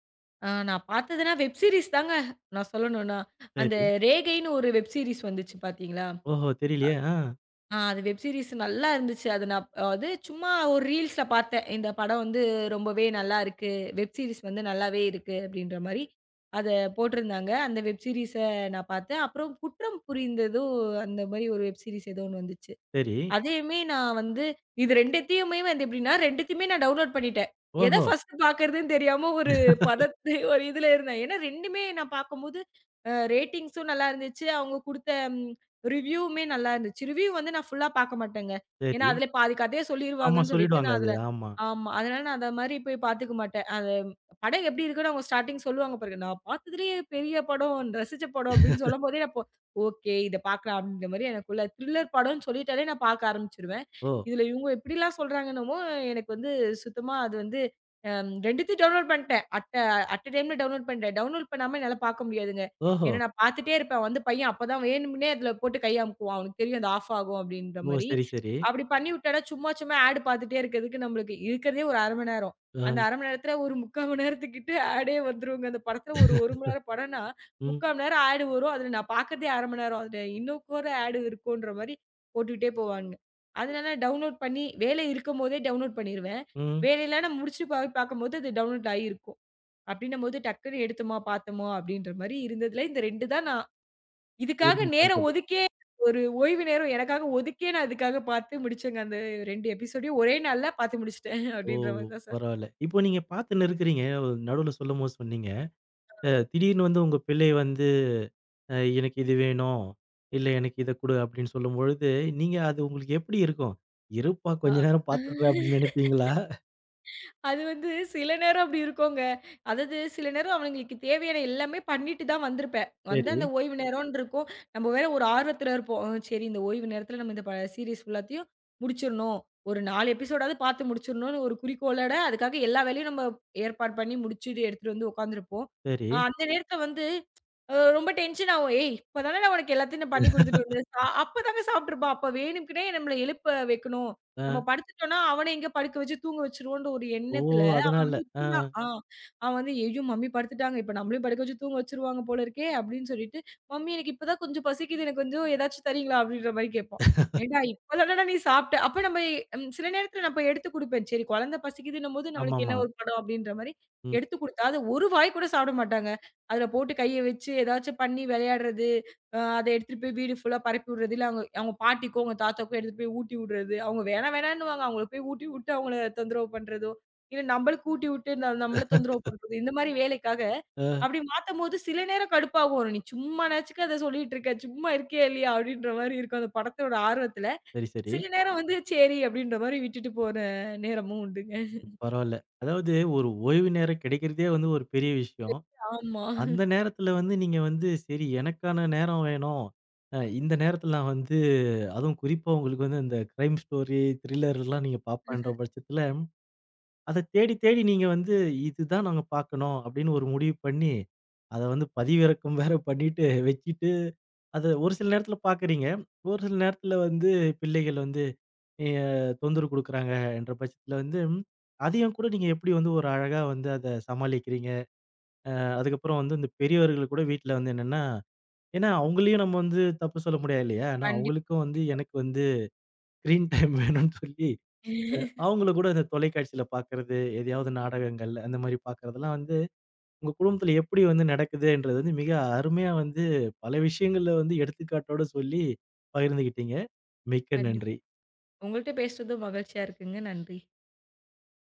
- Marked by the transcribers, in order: in English: "வெப்சீரீஸ்"; in English: "வெப்சீரீஸ்"; tapping; in English: "வெப்சீரீஸ்"; in English: "ரீல்ஸ்"; in English: "வெப்சீரீஸ்"; in English: "வெப்சீரீஸ்ஸ"; in English: "வெப்சீரீஸ்"; in English: "டவுன்லோ்ட்"; in English: "ஃபர்ஸ்ட்"; in English: "ரேட்டிங்ஸ்சும்"; laugh; in English: "ரிவ்யூமே"; in English: "ரிவ்யூ"; in English: "ஃபுல்லா"; in English: "ஸ்டார்டிங்"; in English: "த்ரில்லர்"; laugh; drawn out: "சொல்றாங்கனவே"; in English: "டவுன்லோட்"; in English: "டைம்ல டவுன்லோட்"; in English: "டவுன்லோட்"; in English: "ஆஃப்"; in English: "ஆட்"; in English: "ஆடெ"; laugh; in English: "ஆட்"; in English: "ஆட்"; in English: "டவுன்லோட்"; in English: "டவுன்லோட்"; in English: "டவுன்லோட்"; unintelligible speech; in English: "எபிசோடயும்"; laugh; laughing while speaking: "அப்படின்னு நெனைப்பீங்களா?"; other background noise; in English: "சீரீஸ் ஃபுல்லாத்தையும்"; in English: "எபிசோட்"; tsk; in English: "டென்சன்"; laugh; in English: "மம்மி"; in English: "ம்ம்மி"; laugh; in English: "ஃபுல்லா"; laugh; other noise; chuckle; chuckle; in English: "க்ரைம் ஸ்டோரி த்ரில்லர்"; in English: "ஸ்க்ரீன் டைம்"; laughing while speaking: "வேணும்னு சொல்லி"; chuckle
- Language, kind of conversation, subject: Tamil, podcast, ஓய்வு நேரத்தில் திரையைப் பயன்படுத்துவது பற்றி நீங்கள் என்ன நினைக்கிறீர்கள்?